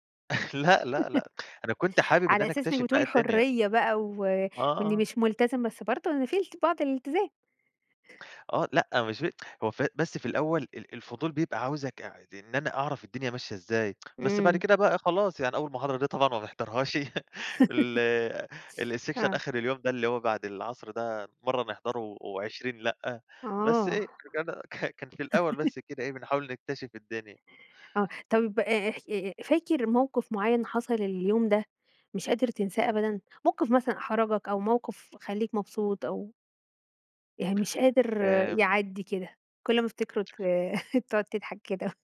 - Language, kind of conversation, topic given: Arabic, podcast, تحب تحكيلنا عن أول يوم ليك في الجامعة ولا في الثانوية كان عامل إزاي؟
- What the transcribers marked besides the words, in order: laughing while speaking: "لأ لأ لأ"; chuckle; tapping; tsk; tsk; laugh; in English: "الsection"; unintelligible speech; laugh; laughing while speaking: "تقعد تضحك كده"